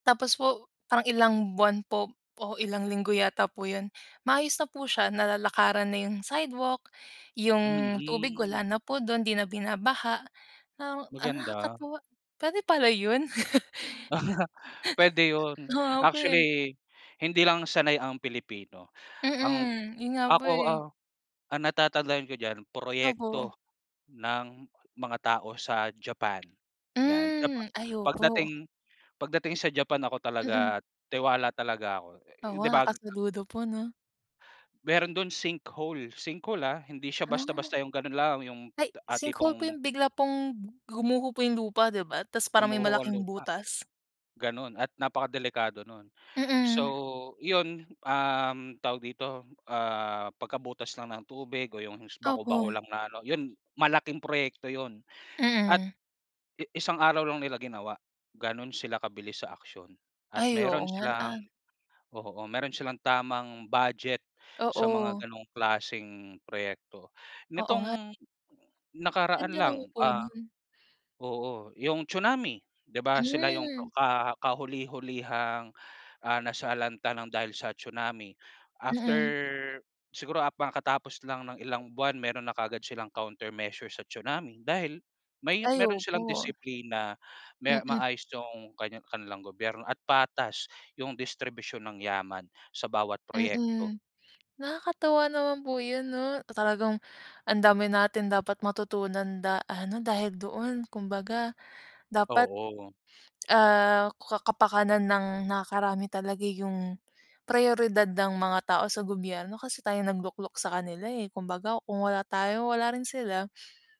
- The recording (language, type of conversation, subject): Filipino, unstructured, Ano ang opinyon mo tungkol sa patas na pamamahagi ng yaman sa bansa?
- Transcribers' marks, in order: laugh; "ba" said as "bag"; in English: "sinkhole. Sinkhole"; in English: "sinkhole"; in English: "countermeasure"